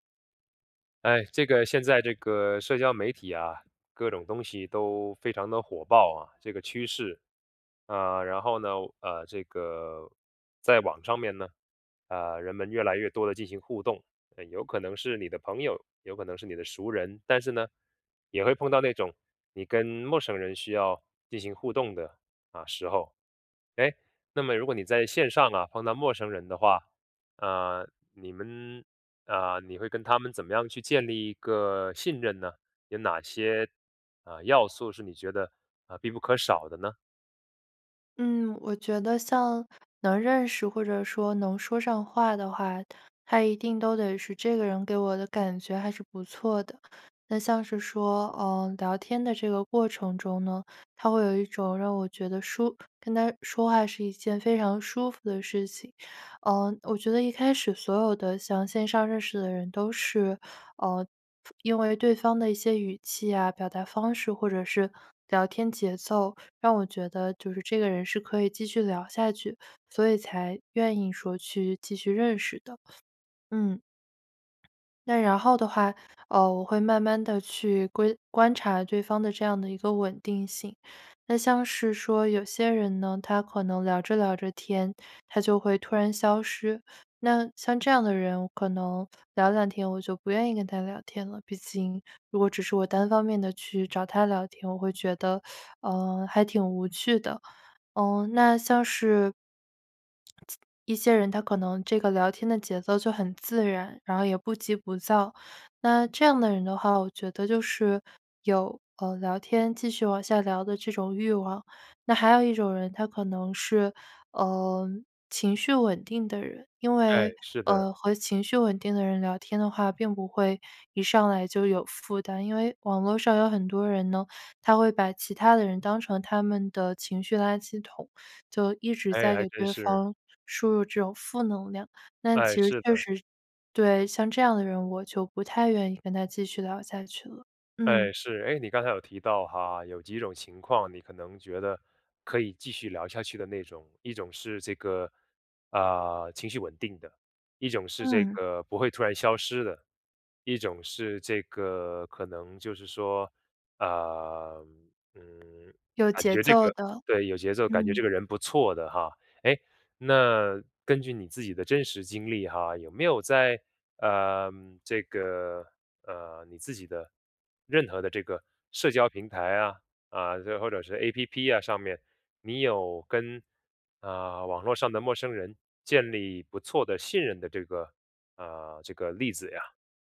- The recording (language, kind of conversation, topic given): Chinese, podcast, 线上陌生人是如何逐步建立信任的？
- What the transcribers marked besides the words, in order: other noise; tongue click; other background noise; "观" said as "规"; teeth sucking; swallow